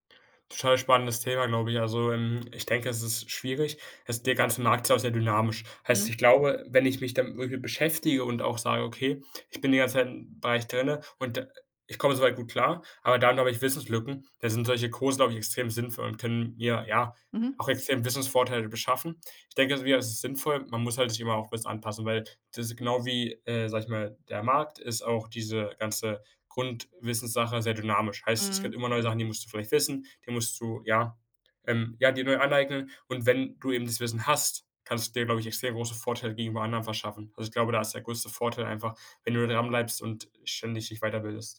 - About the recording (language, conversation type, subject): German, podcast, Wie entscheidest du, welche Chancen du wirklich nutzt?
- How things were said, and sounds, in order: none